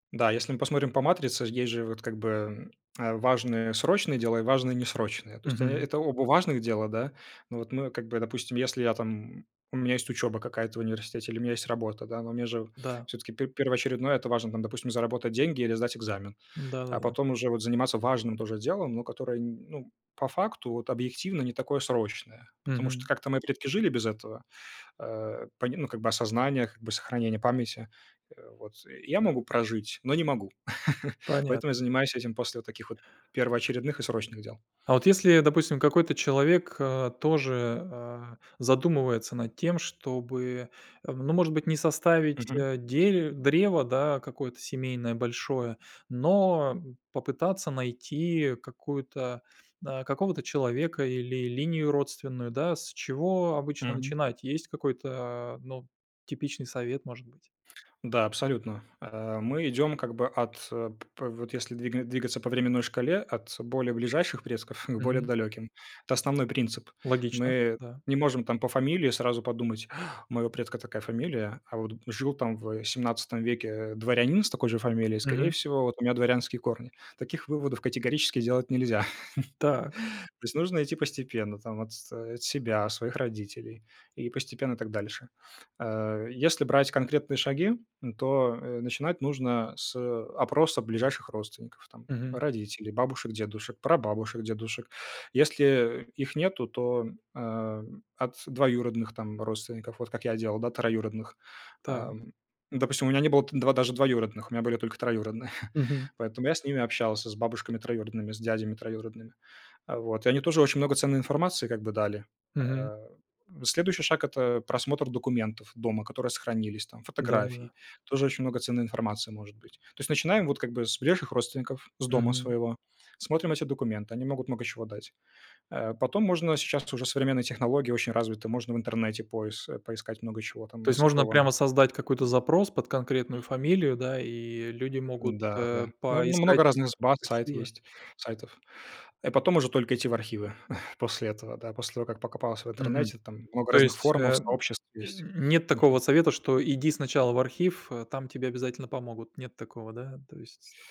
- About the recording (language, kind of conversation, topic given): Russian, podcast, Почему это хобби стало вашим любимым?
- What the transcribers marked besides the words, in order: tapping; chuckle; gasp; chuckle; chuckle; other background noise; chuckle